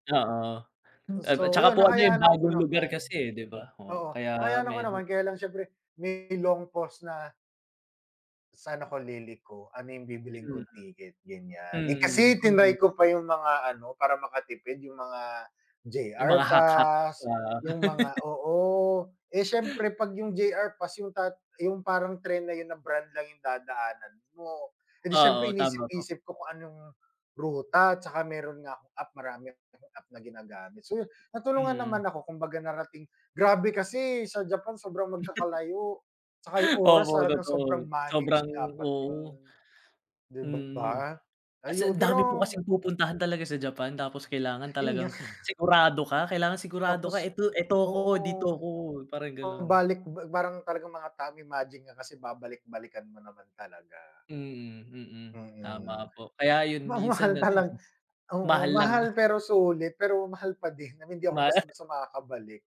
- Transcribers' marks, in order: other noise; laugh; other background noise; laugh; chuckle
- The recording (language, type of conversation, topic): Filipino, unstructured, Paano mo pinipili ang mga destinasyong bibisitahin mo?